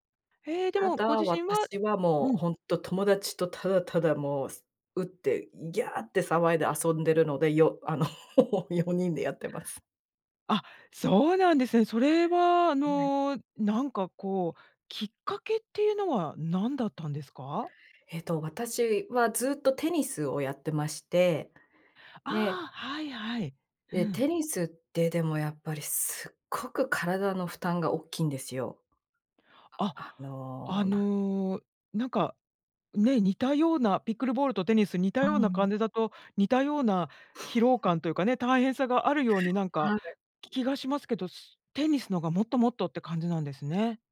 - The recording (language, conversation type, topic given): Japanese, podcast, 最近ハマっている遊びや、夢中になっている創作活動は何ですか？
- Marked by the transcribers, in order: laughing while speaking: "あの、 よにん でやってます"; chuckle